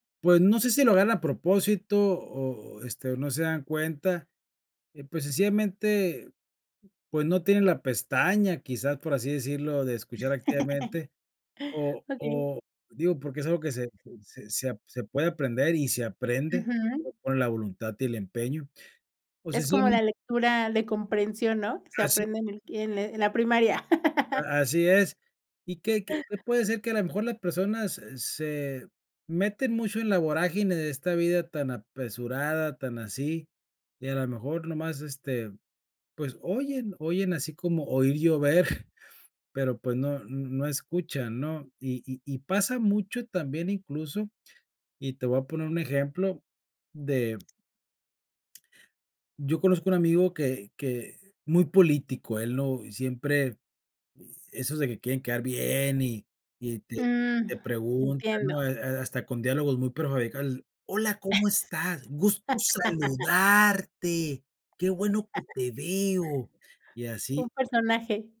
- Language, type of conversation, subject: Spanish, podcast, ¿Cómo usar la escucha activa para fortalecer la confianza?
- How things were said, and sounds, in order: laugh; other background noise; laugh; giggle; tapping; stressed: "Mm"; laugh; giggle